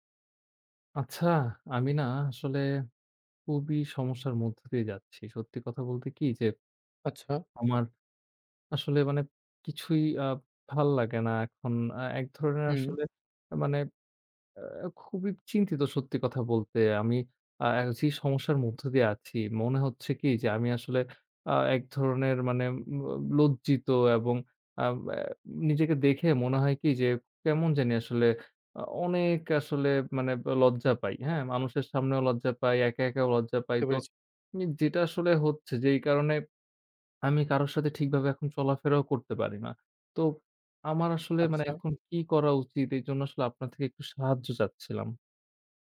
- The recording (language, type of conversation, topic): Bengali, advice, আমি কীভাবে নিয়মিত ব্যায়াম শুরু করতে পারি, যখন আমি বারবার অজুহাত দিই?
- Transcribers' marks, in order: tapping; swallow; other background noise